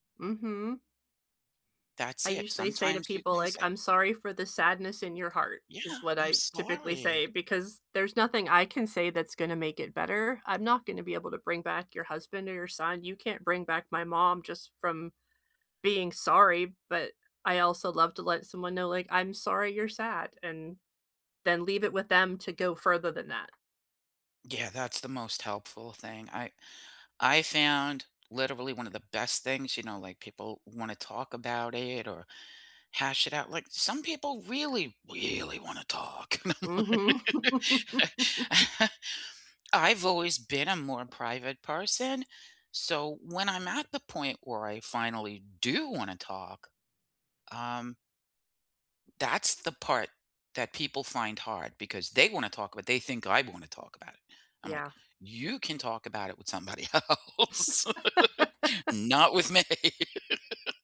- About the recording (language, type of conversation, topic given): English, unstructured, How do you talk about death in everyday life in a way that helps you feel more connected?
- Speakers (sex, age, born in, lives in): female, 60-64, United States, United States; female, 60-64, United States, United States
- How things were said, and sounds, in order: tapping; put-on voice: "really wanna talk"; laugh; stressed: "do"; laugh; laughing while speaking: "else"; laughing while speaking: "me"; laugh